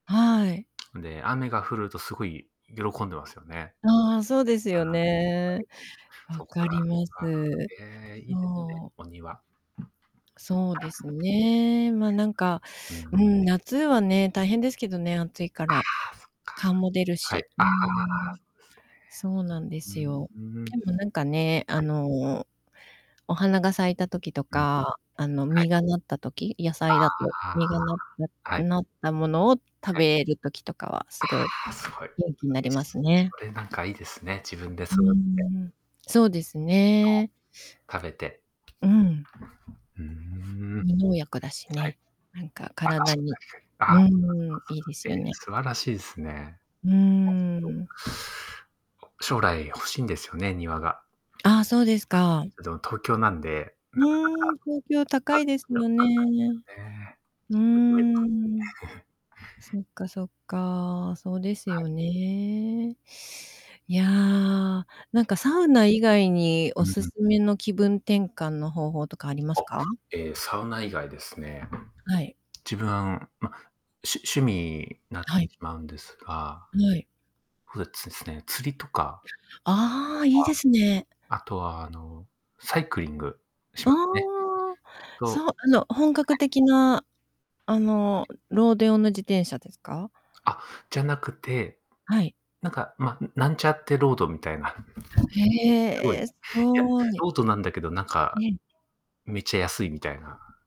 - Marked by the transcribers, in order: static; distorted speech; tapping; other background noise; unintelligible speech; drawn out: "ああ"; unintelligible speech; unintelligible speech; unintelligible speech; unintelligible speech; chuckle; laughing while speaking: "みたいな"
- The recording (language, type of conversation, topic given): Japanese, unstructured, 気分が落ち込んだとき、何をすると元気になりますか？